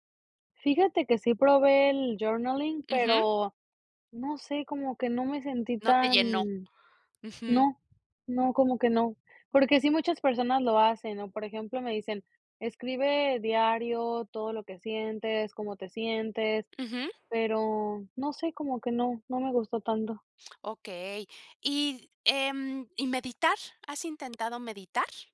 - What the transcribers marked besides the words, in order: none
- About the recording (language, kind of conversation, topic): Spanish, podcast, ¿Cómo gestionas tu tiempo para cuidar tu salud mental?